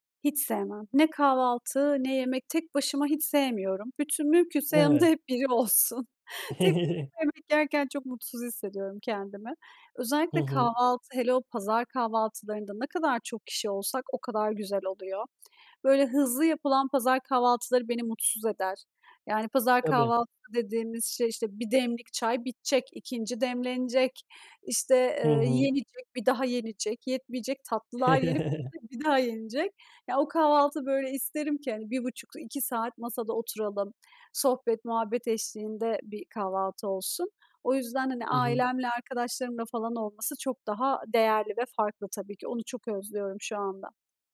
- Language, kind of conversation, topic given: Turkish, podcast, Kahvaltı senin için nasıl bir ritüel, anlatır mısın?
- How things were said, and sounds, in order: laughing while speaking: "hep biri olsun"; chuckle; tapping; chuckle